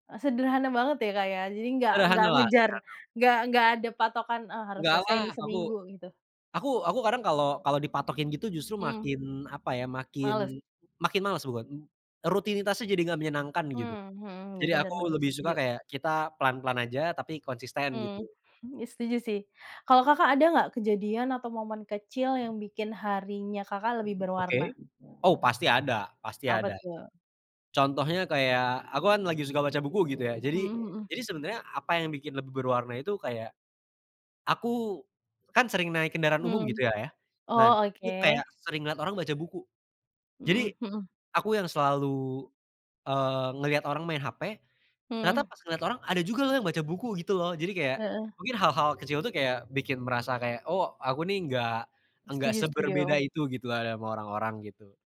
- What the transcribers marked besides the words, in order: other background noise; other street noise
- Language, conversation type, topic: Indonesian, unstructured, Apa hal paling menyenangkan yang terjadi dalam rutinitasmu akhir-akhir ini?
- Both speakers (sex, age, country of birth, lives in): female, 30-34, Indonesia, Indonesia; male, 20-24, Indonesia, Indonesia